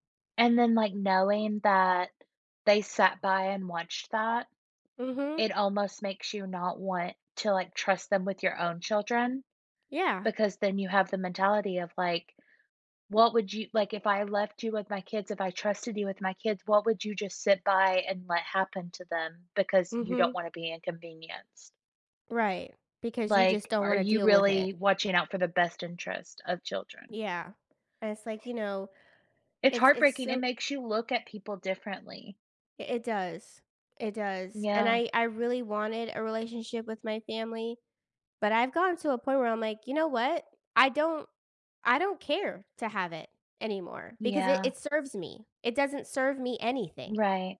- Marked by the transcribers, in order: tapping; other background noise
- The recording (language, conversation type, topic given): English, unstructured, How do you handle disagreements with your parents while maintaining respect?
- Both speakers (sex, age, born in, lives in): female, 25-29, United States, United States; female, 30-34, United States, United States